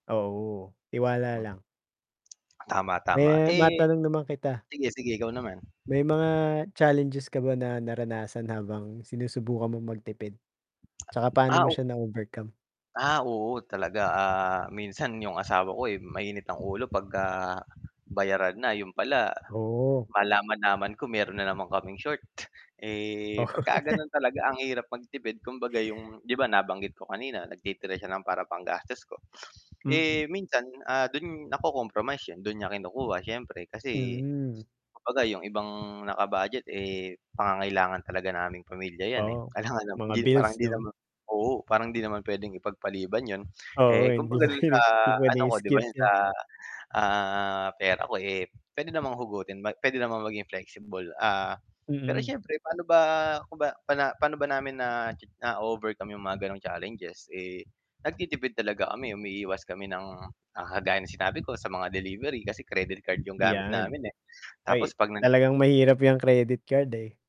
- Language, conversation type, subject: Filipino, unstructured, Ano ang simpleng paraan na ginagawa mo para makatipid buwan-buwan?
- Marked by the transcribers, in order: static; tapping; distorted speech; wind; mechanical hum; dog barking; chuckle; sniff; laughing while speaking: "Kailangan ng"; laughing while speaking: "hindi puwede"; other background noise